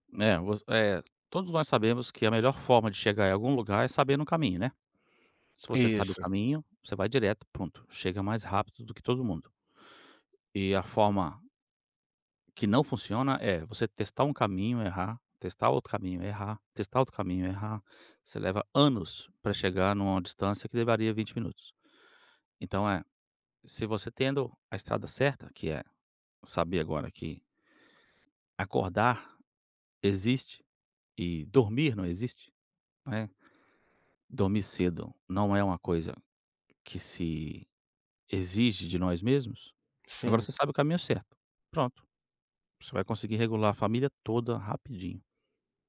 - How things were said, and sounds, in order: tapping; other background noise
- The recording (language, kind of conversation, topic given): Portuguese, advice, Como posso manter um horário de sono regular?
- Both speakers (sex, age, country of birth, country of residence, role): male, 40-44, Brazil, Portugal, user; male, 45-49, Brazil, United States, advisor